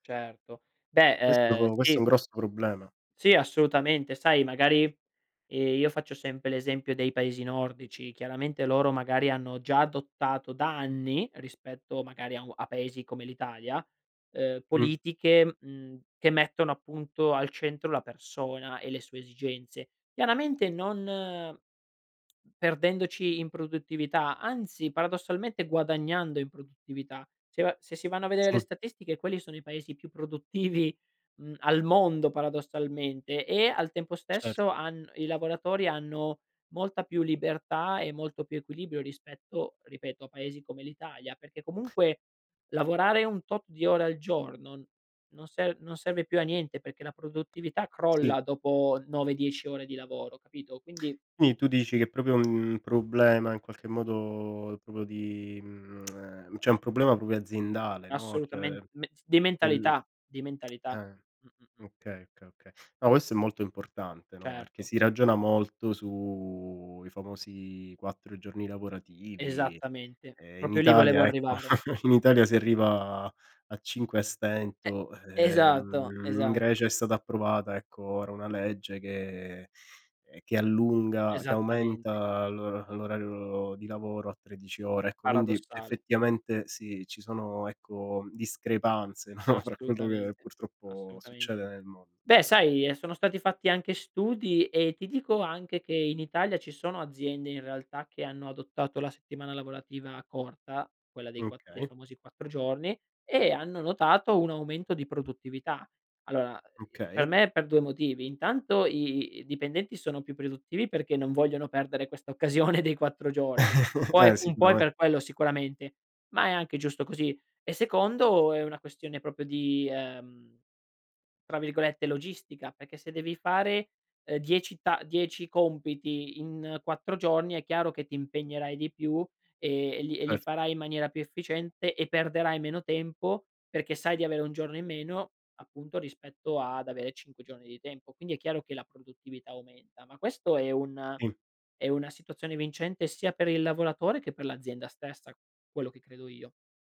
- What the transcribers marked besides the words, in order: tapping; "Quindi" said as "quini"; "proprio" said as "propio"; "proprio" said as "propio"; lip smack; "proprio" said as "propio"; other background noise; lip smack; drawn out: "su"; "Proprio" said as "propio"; chuckle; drawn out: "Ehm"; laughing while speaking: "no"; "okay" said as "kay"; "produttivi" said as "preduttivi"; laughing while speaking: "occasione"; chuckle; "proprio" said as "propio"
- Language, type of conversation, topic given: Italian, podcast, Che consigli daresti per trovare un equilibrio tra lavoro e vita privata?